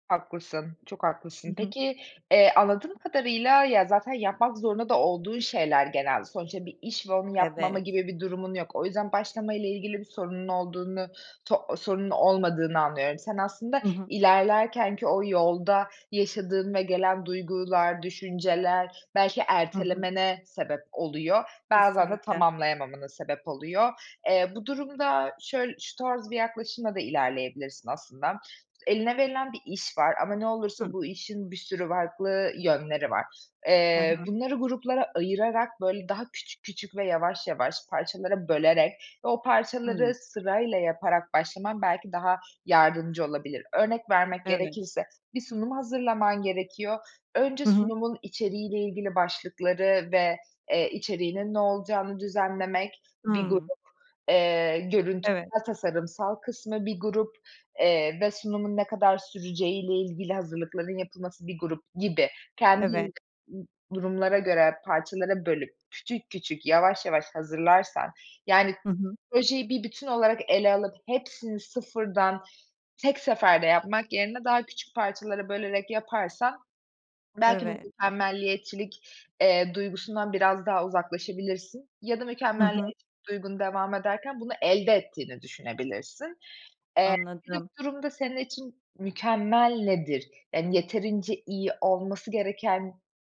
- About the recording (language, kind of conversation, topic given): Turkish, advice, Mükemmeliyetçilik yüzünden hedeflerini neden tamamlayamıyorsun?
- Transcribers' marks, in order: unintelligible speech; "mükemmeliyetçilik" said as "mükemmelliyetçilik"; stressed: "mükemmel"